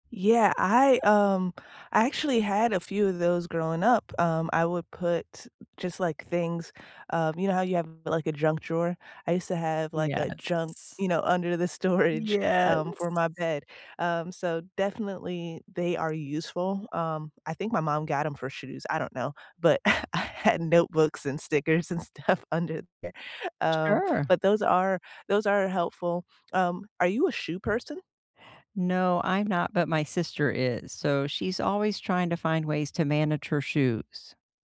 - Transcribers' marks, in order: laughing while speaking: "storage"; tapping; chuckle
- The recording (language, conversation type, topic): English, unstructured, What storage hacks have freed up surprising space in your home?
- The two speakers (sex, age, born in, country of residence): female, 30-34, United States, United States; female, 55-59, United States, United States